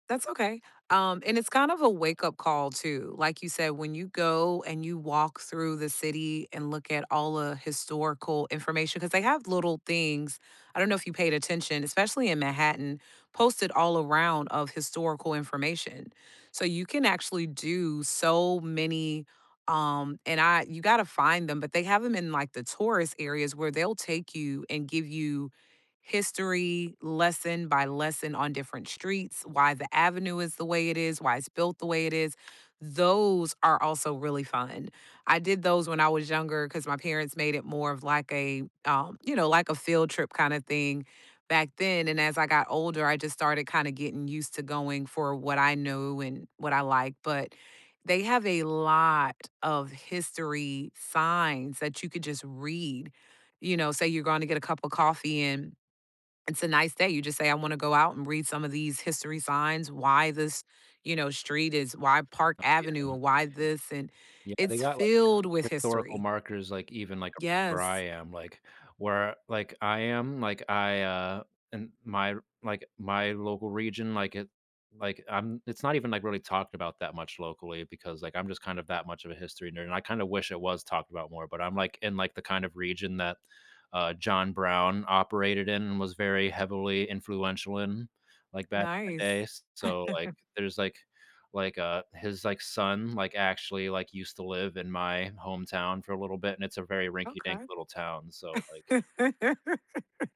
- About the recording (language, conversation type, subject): English, unstructured, What is your favorite place you have ever traveled to?
- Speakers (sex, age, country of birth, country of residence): female, 40-44, United States, United States; male, 30-34, United States, United States
- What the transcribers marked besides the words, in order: tapping; other background noise; chuckle; laugh